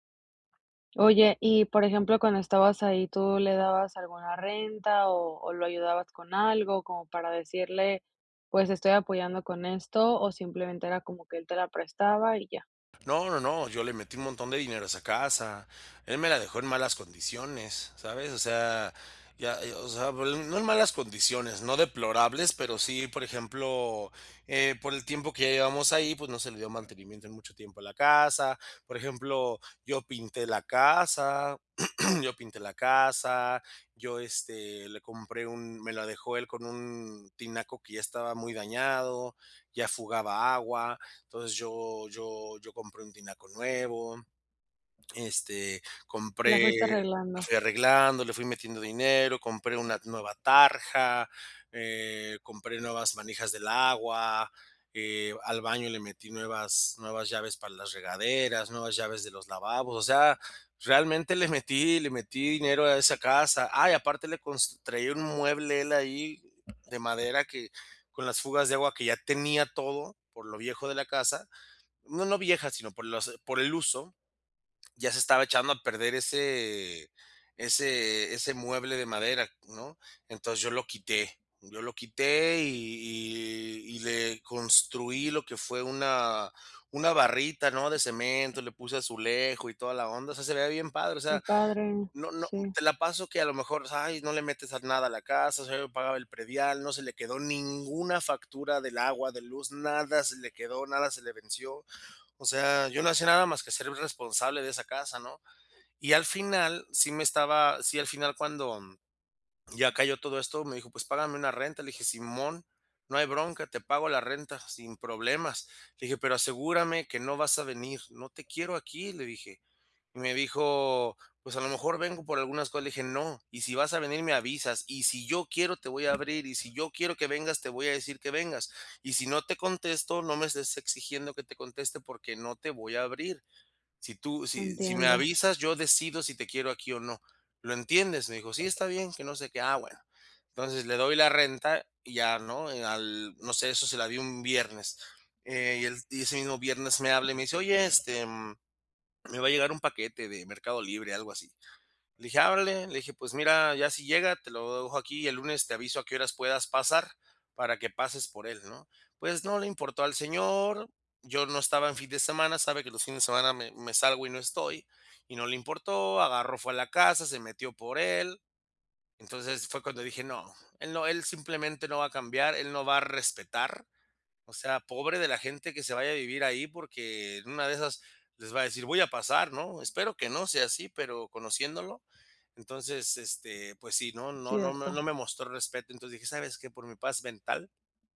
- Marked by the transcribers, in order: throat clearing; other background noise; laughing while speaking: "le metí"; tapping
- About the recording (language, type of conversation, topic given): Spanish, advice, ¿Cómo pueden resolver los desacuerdos sobre la crianza sin dañar la relación familiar?